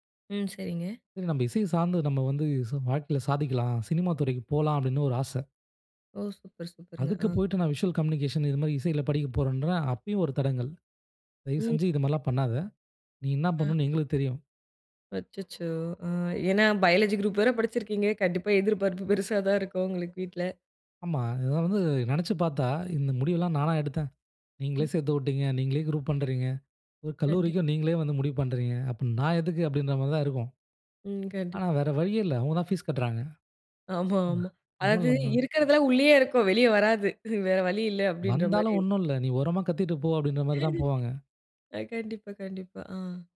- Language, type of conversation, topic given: Tamil, podcast, குடும்பம் உங்கள் முடிவுக்கு எப்படி பதிலளித்தது?
- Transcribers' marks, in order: in English: "விசுவல் கம்யூனிகேஷன்"; tapping; laughing while speaking: "ஏன்னா பயாலஜி குரூப் வேற படிச்சிருக்கீங்க. கண்டிப்பா எதிர்பார்ப்பு பெருசா தான் இருக்கும். உங்களுக்கு, வீட்ல"; in English: "பயாலஜி குரூப்"; in English: "குரூப்"; in English: "ஃபீஸ்"; laughing while speaking: "அதாது, இருக்கிறதெல்லாம் உள்ளயே இருக்கும். வெளிய வராது. வேற வழி இல்ல"; laugh